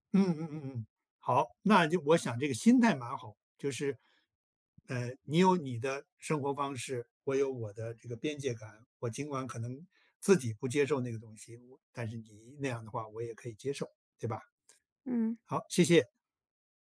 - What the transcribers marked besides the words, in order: none
- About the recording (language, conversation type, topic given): Chinese, podcast, 混合文化背景对你意味着什么？
- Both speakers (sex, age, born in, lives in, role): female, 35-39, China, United States, guest; male, 70-74, China, United States, host